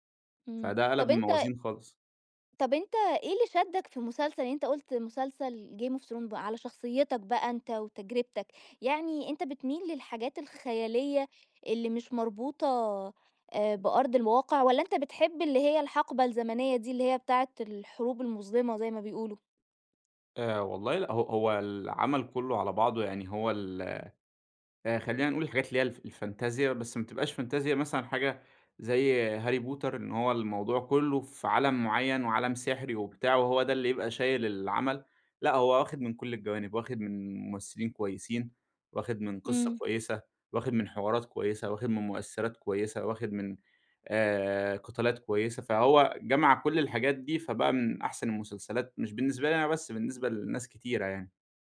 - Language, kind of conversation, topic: Arabic, podcast, ليه بعض المسلسلات بتشدّ الناس ومبتخرجش من بالهم؟
- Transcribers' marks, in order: in English: "Game of Thrones"; in English: "الفانتازيا"; in English: "فانتازيا"